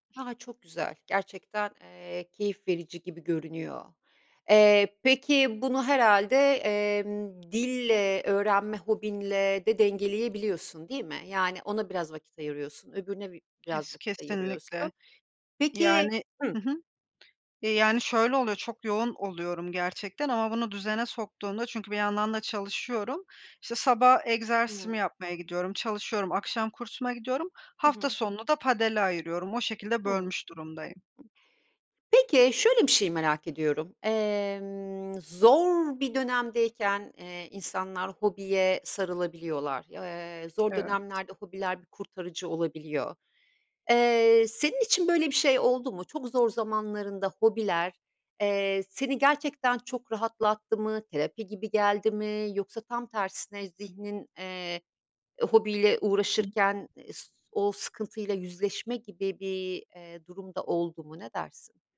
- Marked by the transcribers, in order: other background noise; tapping; unintelligible speech
- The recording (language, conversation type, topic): Turkish, podcast, Hobiler stresle başa çıkmana nasıl yardımcı olur?